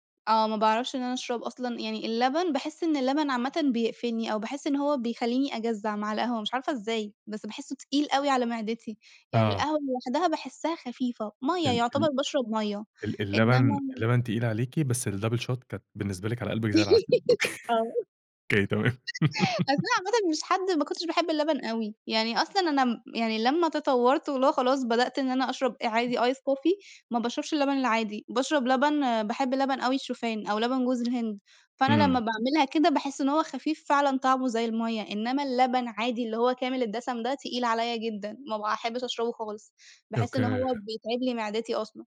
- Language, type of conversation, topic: Arabic, podcast, إيه روتينك الصبح عشان تحافظ على صحتك؟
- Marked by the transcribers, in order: in English: "ال double shot"; giggle; laughing while speaking: "آه"; laughing while speaking: "أوكي، أوكي تمام"; laugh; tapping; in English: "ice coffee"; other background noise